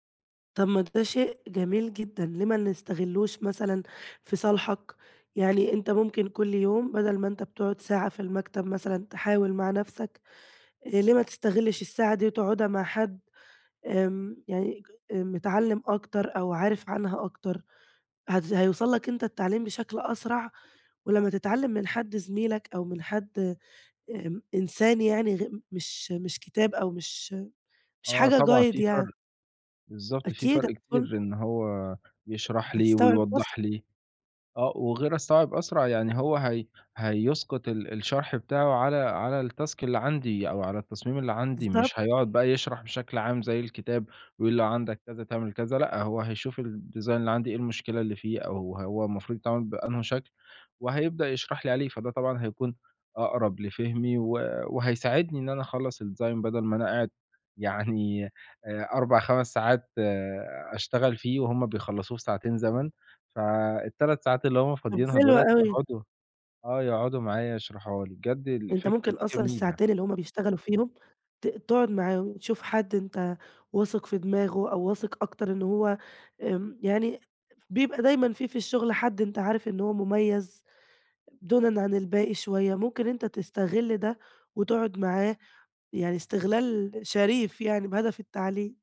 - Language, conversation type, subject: Arabic, advice, إيه الموقف اللي مجبرك تتعلم تكنولوجيا أو مهارة جديدة علشان تواكب متطلبات الشغل؟
- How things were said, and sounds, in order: in English: "guide"; in English: "التاسك"; in English: "الdesign"; in English: "الdesign"